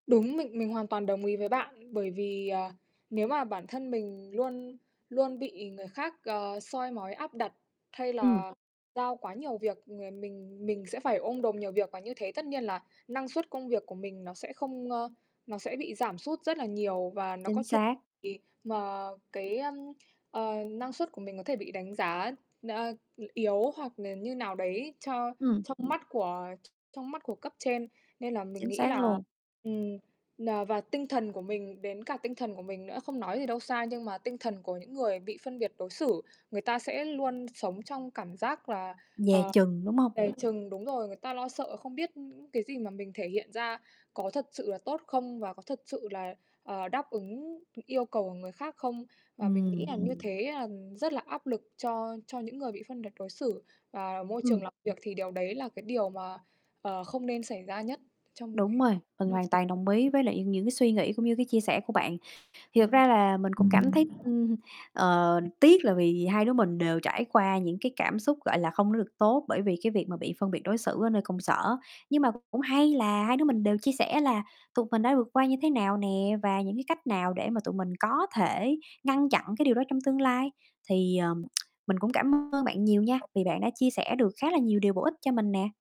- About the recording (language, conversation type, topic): Vietnamese, unstructured, Bạn nghĩ sao về việc nhiều người bị phân biệt đối xử ở nơi làm việc?
- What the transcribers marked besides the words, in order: distorted speech; other background noise; unintelligible speech; unintelligible speech; tapping; tongue click